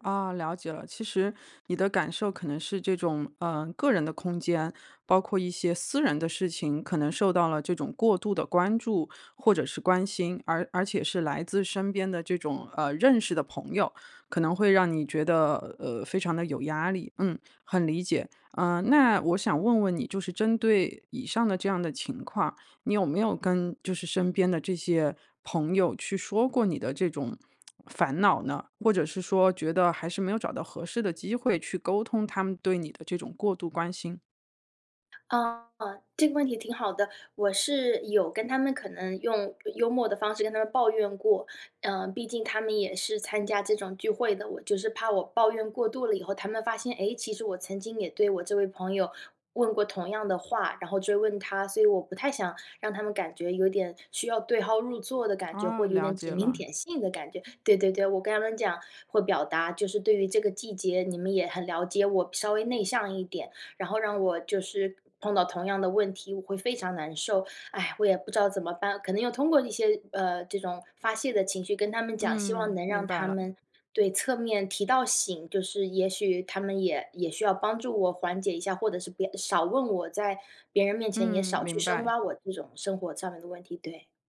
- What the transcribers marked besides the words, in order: tapping; other noise; laughing while speaking: "指名"; other background noise
- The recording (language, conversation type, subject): Chinese, advice, 我該如何在社交和獨處之間找到平衡？